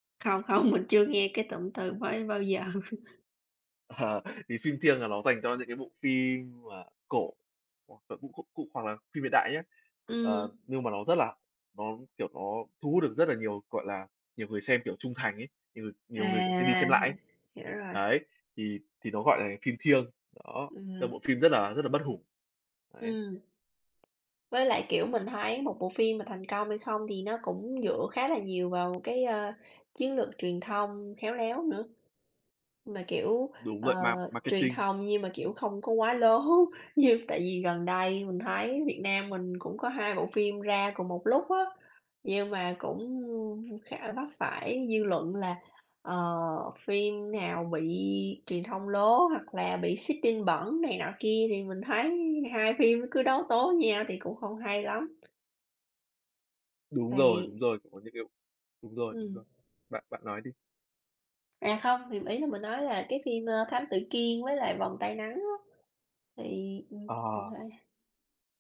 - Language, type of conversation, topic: Vietnamese, unstructured, Phim ảnh ngày nay có phải đang quá tập trung vào yếu tố thương mại hơn là giá trị nghệ thuật không?
- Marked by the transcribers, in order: laughing while speaking: "không"; other background noise; laugh; laughing while speaking: "Ờ"; tapping; laughing while speaking: "lố. Như"; in English: "seeding"